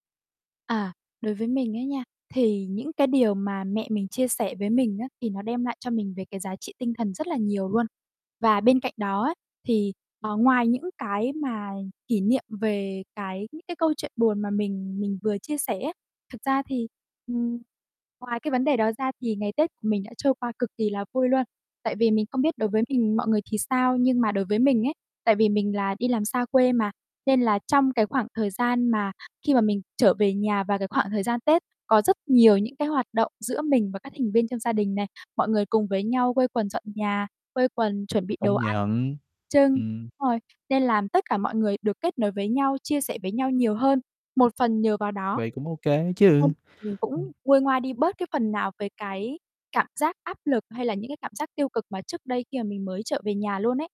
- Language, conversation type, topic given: Vietnamese, podcast, Bạn có kỷ niệm Tết nào thật đáng nhớ không?
- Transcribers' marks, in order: static; other noise; tapping; distorted speech